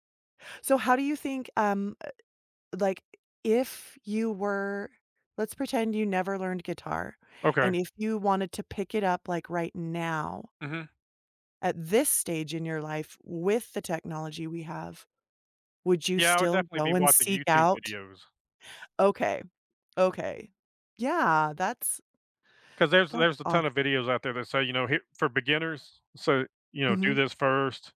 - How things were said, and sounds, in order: none
- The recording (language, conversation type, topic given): English, unstructured, How do you discover the most effective ways to learn new things?